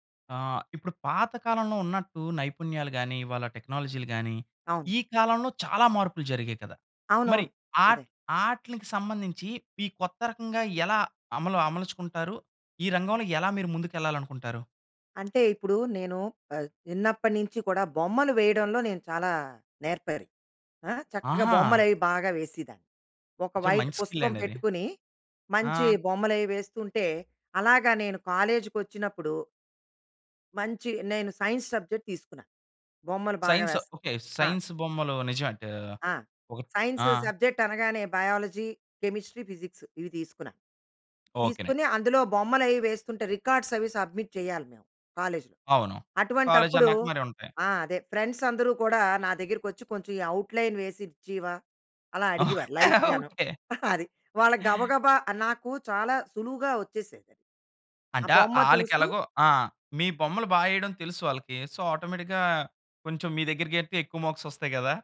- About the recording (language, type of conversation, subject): Telugu, podcast, పాత నైపుణ్యాలు కొత్త రంగంలో ఎలా ఉపయోగపడతాయి?
- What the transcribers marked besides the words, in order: tapping; in English: "వైట్"; in English: "స్కిల్"; in English: "కాలేజ్‌కి"; in English: "సైన్స్ సబ్జెక్ట్"; in English: "సైన్స్"; in English: "సైన్స్"; in English: "సైన్స్ సబ్జెక్ట్"; in English: "బయాలజీ, కెమిస్ట్రీ, ఫిజిక్స్"; in English: "రికార్డ్స్"; in English: "సబ్మిట్"; in English: "కాలేజ్"; in English: "కాలేజ్‌లో"; in English: "ఫ్రెండ్స్"; in English: "అవుట్‌లైన్"; laugh; in English: "లైట్"; chuckle; in English: "సో, ఆటోమేటిక్‌గా"; in English: "మార్క్స్"